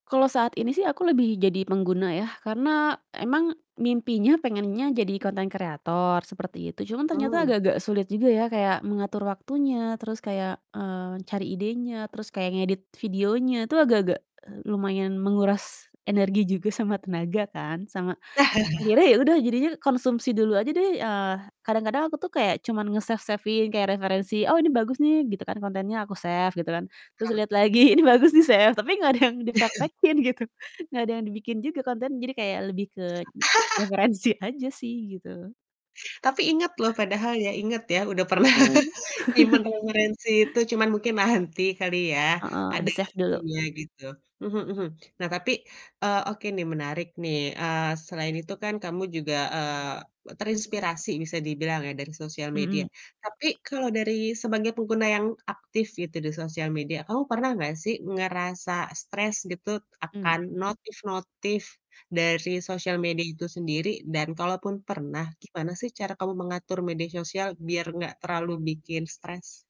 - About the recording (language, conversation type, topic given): Indonesian, podcast, Bagaimana kamu mengatur penggunaan media sosial supaya tidak membuat stres?
- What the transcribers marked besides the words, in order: laugh; in English: "nge-save-save-in"; in English: "save"; distorted speech; laughing while speaking: "lagi Ini bagus. di-save tapi nggak ada yang dipraktekkin gitu"; in English: "di-save"; chuckle; laugh; laughing while speaking: "pernah"; laugh; other background noise; in English: "di-save"; tapping